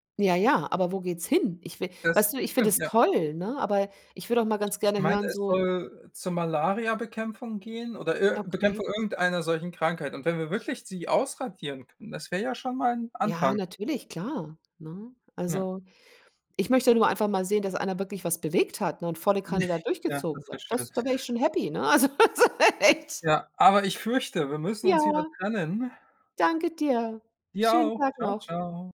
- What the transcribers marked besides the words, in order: anticipating: "Ja, ja, aber wo geht's … es toll, ne?"; other background noise; anticipating: "Ja"; chuckle; laughing while speaking: "Also, so, echt"; joyful: "Danke dir. Schönen Tag noch"
- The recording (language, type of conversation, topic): German, unstructured, Wie wichtig sind Feiertage in deiner Kultur?